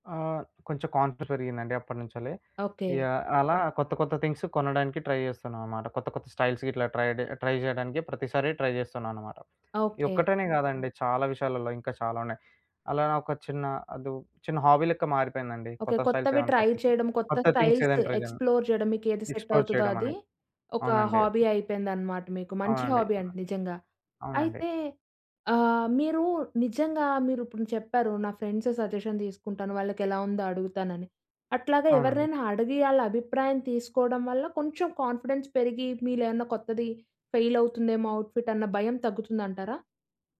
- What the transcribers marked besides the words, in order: other background noise; in English: "కాన్ఫిడెన్స్"; in English: "ట్రై"; in English: "స్టైల్స్"; in English: "ట్రై"; in English: "ట్రై"; in English: "ట్రై"; in English: "హాబీ"; in English: "స్టైల్స్"; in English: "ట్రై"; in English: "స్టైల్స్ ఎక్స్‌ప్లో‌ర్"; in English: "థింగ్స్"; in English: "ట్రై"; in English: "ఎక్స్‌ప్లో‌ర్"; in English: "సెట్"; in English: "హాబీ"; in English: "హాబీ"; in English: "ఫ్రెండ్స్ సజెషన్"; in English: "కాన్ఫిడెన్స్"; in English: "అవుట్ ఫిట్"
- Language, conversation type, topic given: Telugu, podcast, ఒక కొత్త స్టైల్‌ని ప్రయత్నించడానికి భయం ఉంటే, దాన్ని మీరు ఎలా అధిగమిస్తారు?
- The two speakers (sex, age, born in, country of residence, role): female, 20-24, India, India, host; male, 20-24, India, India, guest